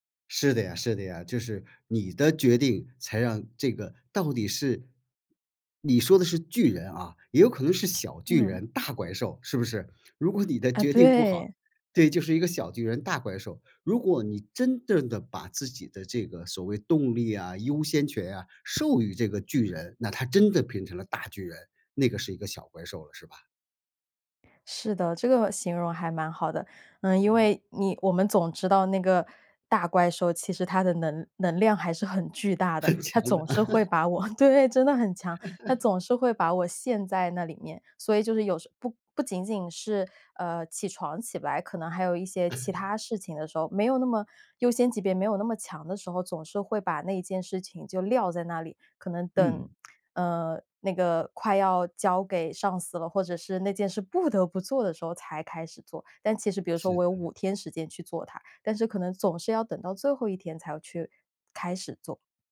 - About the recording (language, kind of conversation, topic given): Chinese, podcast, 你在拖延时通常会怎么处理？
- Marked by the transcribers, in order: laughing while speaking: "很强的"; laugh; laughing while speaking: "对，真的很强"; laugh; chuckle; other background noise